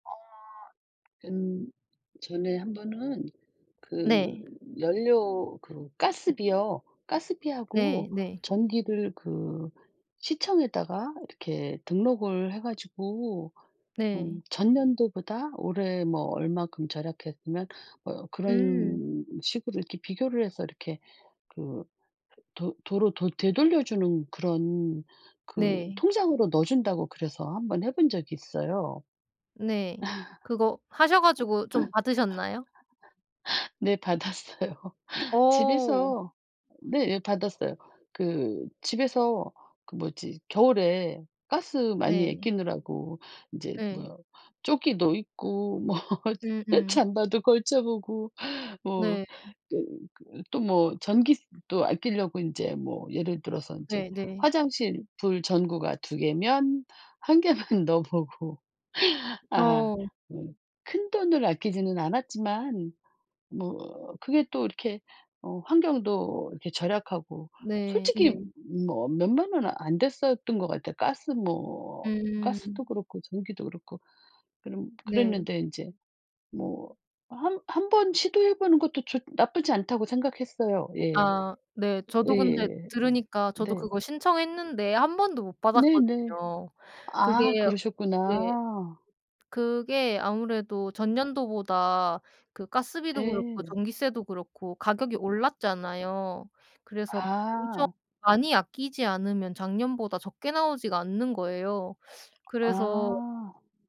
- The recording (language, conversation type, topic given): Korean, unstructured, 돈을 아끼기 위해 평소에 하는 습관이 있나요?
- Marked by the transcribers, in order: other background noise; laugh; laughing while speaking: "받았어요"; tapping; laughing while speaking: "뭐"; laugh; laughing while speaking: "한 개만 넣어 보고"